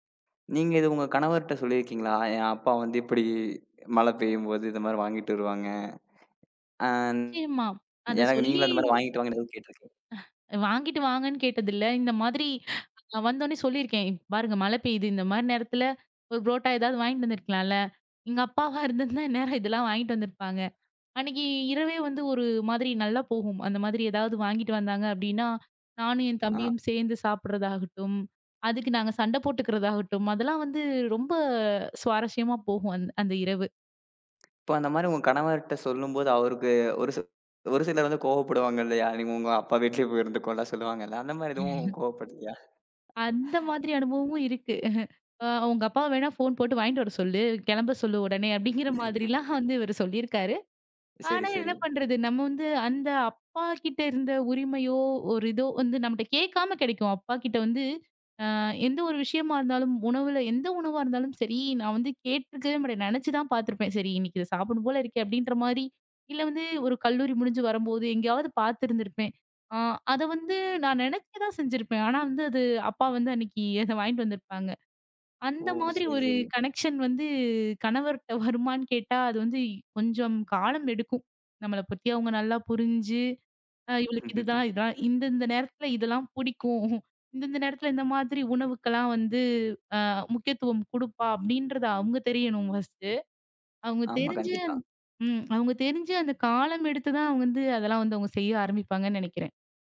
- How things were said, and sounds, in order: chuckle; laughing while speaking: "இதுலாம் வாங்கிட்டு வந்து இருப்பாங்க"; other noise; chuckle; chuckle; laughing while speaking: "அப்பிடிங்கிற மாதிரி எல்லாம் வந்து இவரு சொல்லி இருக்காரு"; unintelligible speech; in English: "கனெக்ஷன்"; laughing while speaking: "வருமான்னு"; chuckle; chuckle; in English: "ஃபர்ஸ்டு"
- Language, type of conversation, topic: Tamil, podcast, அழுத்தமான நேரத்தில் உங்களுக்கு ஆறுதலாக இருந்த உணவு எது?